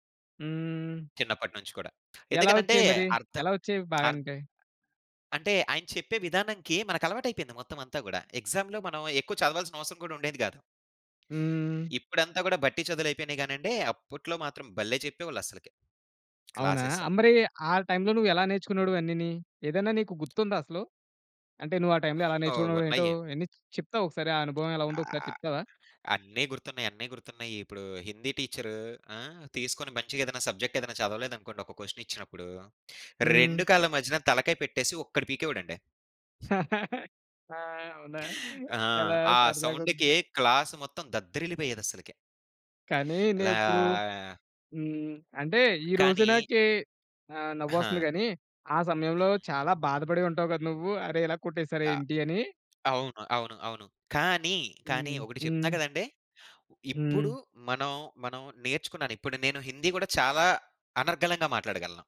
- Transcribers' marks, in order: tapping; other noise; in English: "ఎగ్జా‌మ్‌లో"; in English: "క్లాసె‌స్"; in English: "టైమ్‌లో"; other background noise; in English: "టైమ్‌లో"; chuckle; in English: "సౌండ్‌కి క్లాస్"; drawn out: "ఇలా"
- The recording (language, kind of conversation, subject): Telugu, podcast, మీ జీవితంలో మీకు గొప్ప పాఠం నేర్పిన గురువు గురించి చెప్పగలరా?